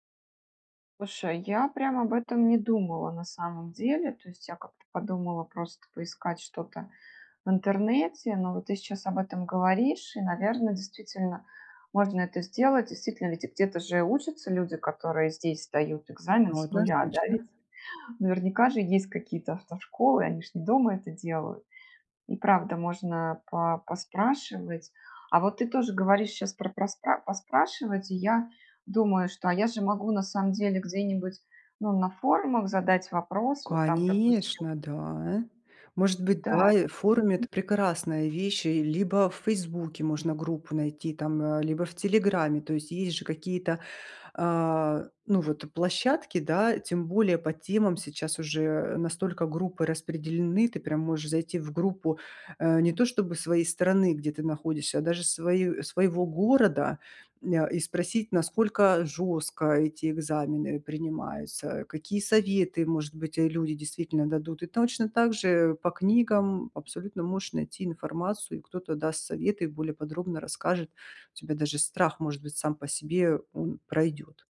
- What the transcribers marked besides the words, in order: other background noise
- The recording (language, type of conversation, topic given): Russian, advice, Как описать свой страх провалиться на экзамене или аттестации?